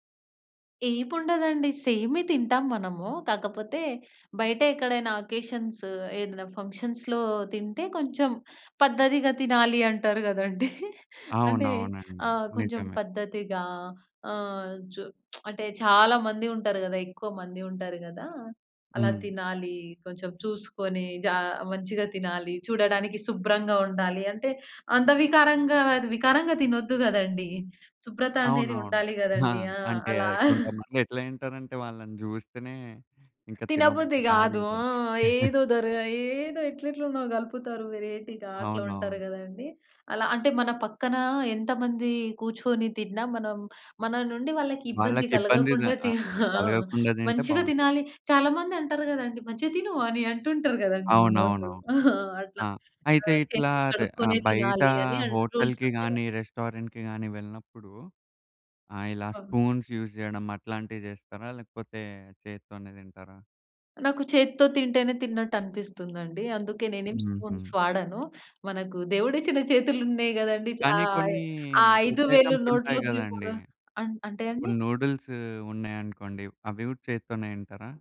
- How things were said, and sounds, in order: in English: "అకేషన్స్"; in English: "ఫంక్షన్స్‌లో"; chuckle; lip smack; giggle; in English: "వేరైటీగా"; chuckle; in English: "హోటల్‌కి"; in English: "రూల్స్"; in English: "రెస్టారెంట్‌కి"; in English: "స్పూన్‌స్ యూజ్"; in English: "స్పూన్స్"; joyful: "దేవుడిచ్చిన చేతులు ఉన్నాయి కదండీ"; drawn out: "కొన్ని"; in English: "ఫుడ్ ఐటెమ్స్"; in English: "నూడిల్స్"
- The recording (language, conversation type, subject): Telugu, podcast, మీ ఇంట్లో భోజనం ముందు చేసే చిన్న ఆచారాలు ఏవైనా ఉన్నాయా?